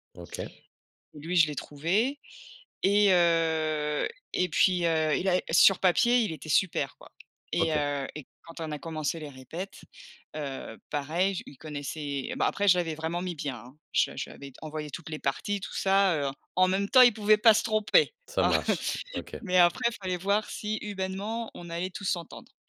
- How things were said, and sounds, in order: chuckle
- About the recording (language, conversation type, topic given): French, advice, Comment puis-je mieux poser des limites avec mes collègues ou mon responsable ?